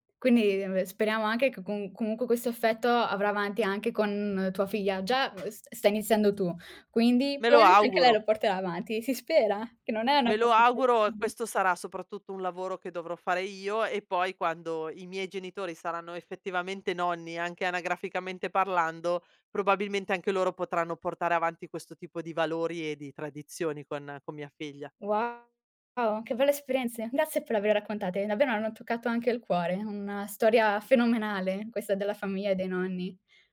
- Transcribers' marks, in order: other background noise; unintelligible speech; unintelligible speech
- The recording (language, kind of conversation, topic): Italian, podcast, Qual è il ruolo dei nonni nella tua famiglia?